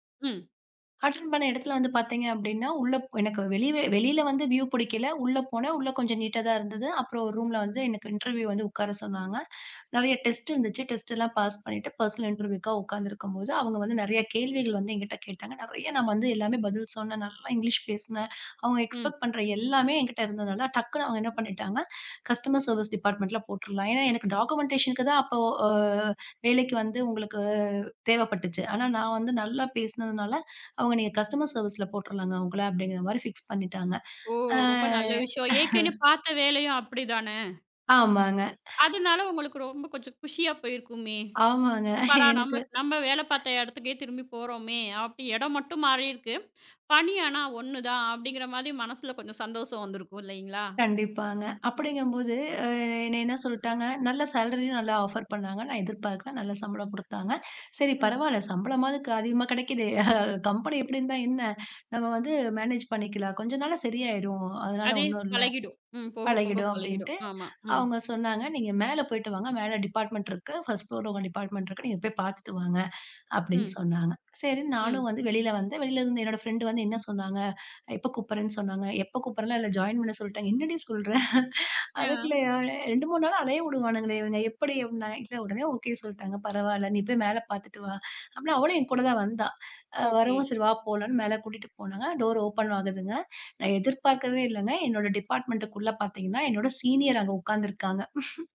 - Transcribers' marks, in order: in English: "அட்டென்ட்"; in English: "வியூ"; in English: "இன்டெர்வியூ"; in English: "பர்சனல் இன்டெர்வியூக்கு"; in English: "இங்கிலிஷ்"; in English: "எக்ஸ்பெக்ட்"; in English: "கஸ்டமர் சர்வீஸ் டிப்பார்ட்மென்ட்ல"; in English: "டாக்குமென்டேஷன்"; in English: "கஸ்டமர் சர்வீஸ்ல"; in English: "ஃபிக்ஸ்"; chuckle; laughing while speaking: "ஆமாங்க"; in English: "சேலரி"; in English: "ஆஃபர்"; laughing while speaking: "அதிகமா கிடைக்குதே"; in English: "மேனேஜ்"; in English: "டிபார்ட்மென்ட்"; in English: "ஃபர்ஸ்ட் ஃப்ளோர்"; in English: "டிபார்ட்மென்ட்"; in English: "ஜாயின்"; laughing while speaking: "என்னடி சொல்ற? அதுக்குள்ளயா"; in English: "டோர் ஓப்பன்"; in English: "டிபார்ட்மென்ட்க்குள்ள"; in English: "சீனியர்"; snort
- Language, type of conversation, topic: Tamil, podcast, பணியிடத்தில் மதிப்பு முதன்மையா, பதவி முதன்மையா?